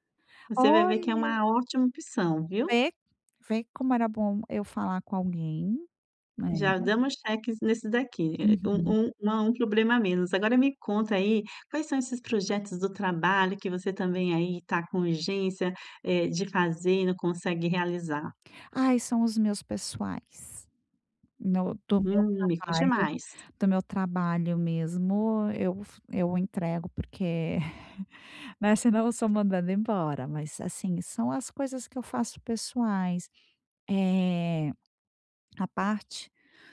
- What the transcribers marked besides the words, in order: in English: "checks"; chuckle
- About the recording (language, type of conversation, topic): Portuguese, advice, Como posso organizar minhas prioridades quando tudo parece urgente demais?